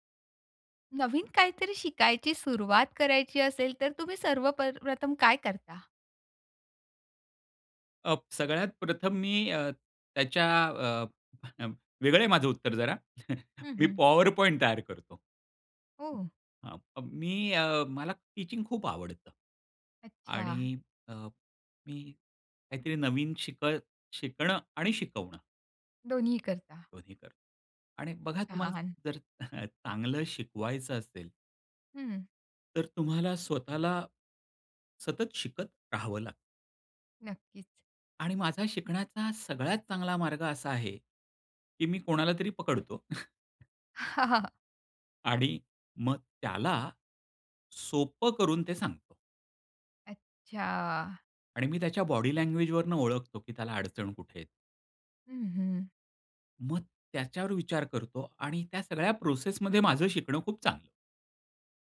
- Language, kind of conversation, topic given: Marathi, podcast, स्वतःच्या जोरावर एखादी नवीन गोष्ट शिकायला तुम्ही सुरुवात कशी करता?
- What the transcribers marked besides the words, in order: tapping; chuckle; chuckle; other noise; chuckle; chuckle; other background noise; drawn out: "अच्छा"